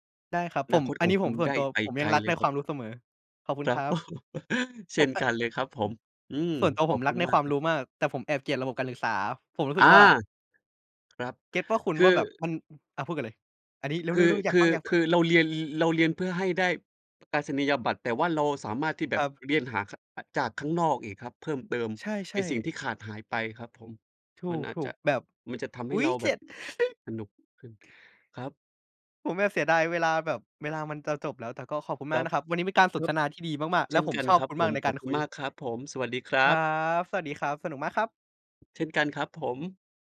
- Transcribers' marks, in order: chuckle; tapping; other background noise; other noise
- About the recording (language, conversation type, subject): Thai, unstructured, ถ้าคุณย้อนเวลากลับไปในอดีต คุณอยากพบใครในประวัติศาสตร์?